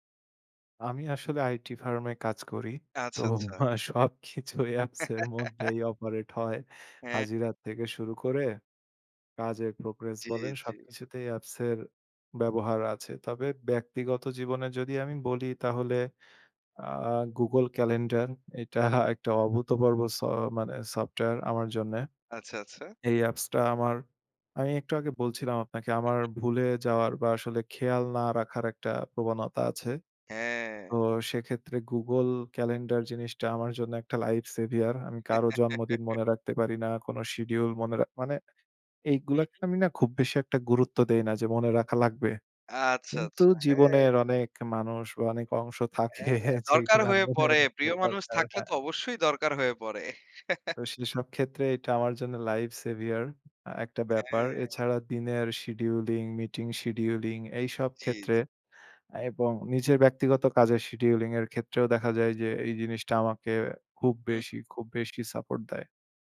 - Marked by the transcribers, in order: laughing while speaking: "আ সবকিছু অ্যাপসের মধ্যেই অপারেট হয়"; laugh; tapping; scoff; "অভূতপূর্ব" said as "অভূতপর্ব"; in English: "লাইফ সেভিয়ার"; laugh; laughing while speaking: "অংশ থাকে যেইগুলো মনে রাখা দরকার। হ্যাঁ"; chuckle; in English: "লাইফ সেভিয়ার"; in English: "শিডিউলিং, মিটিং শিডিউলিং"; in English: "শিডিউলিং"
- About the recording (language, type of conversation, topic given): Bengali, unstructured, অ্যাপগুলি আপনার জীবনে কোন কোন কাজ সহজ করেছে?